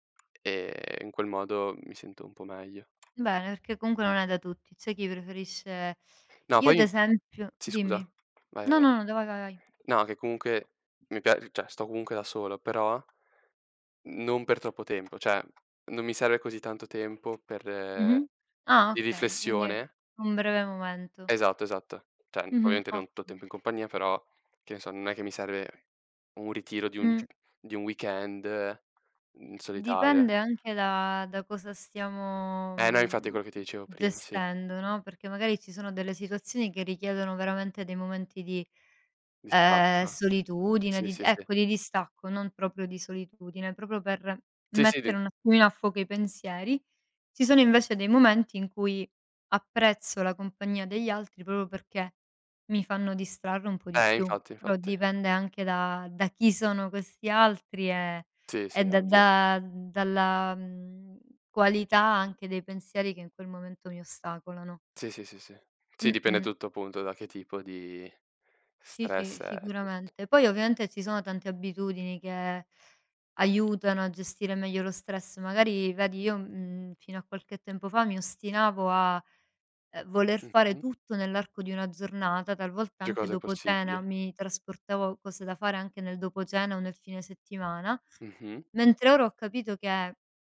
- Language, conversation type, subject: Italian, unstructured, Cosa fai quando ti senti molto stressato o sopraffatto?
- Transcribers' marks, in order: tapping; other background noise; "cioè" said as "ceh"; "cioè" said as "ceh"; "Cioè" said as "ceh"; "proprio" said as "propo"; unintelligible speech